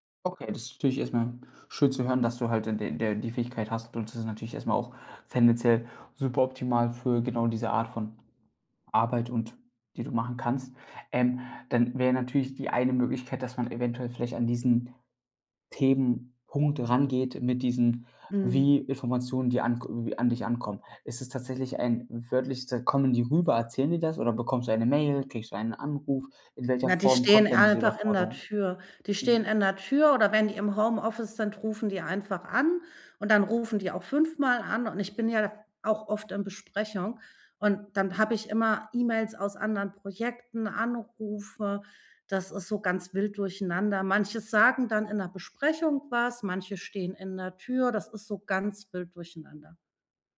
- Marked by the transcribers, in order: none
- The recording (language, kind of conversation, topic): German, advice, Wie setze ich Prioritäten, wenn mich die Anforderungen überfordern?